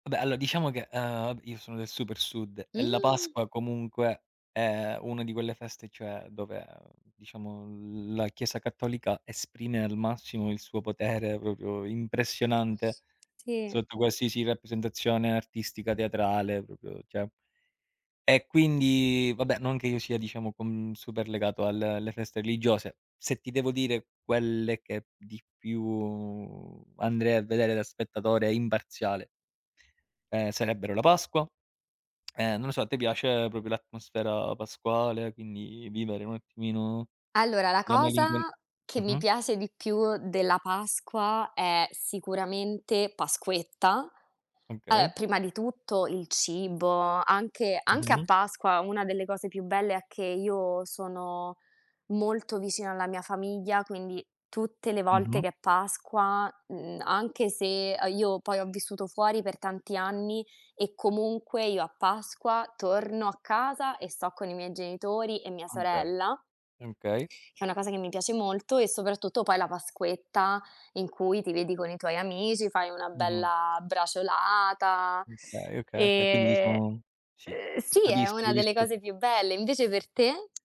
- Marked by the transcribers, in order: tapping; "proprio" said as "propio"; other background noise; "proprio" said as "propio"; "cioè" said as "ceh"; drawn out: "più"; lip smack; "proprio" said as "propo"; "Allora" said as "alò"; "Okay" said as "kay"; "Okay" said as "enkay"; drawn out: "e"
- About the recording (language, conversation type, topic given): Italian, unstructured, Qual è un ricordo felice che associ a una festa religiosa?
- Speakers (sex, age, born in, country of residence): female, 30-34, Italy, Italy; male, 30-34, Italy, Italy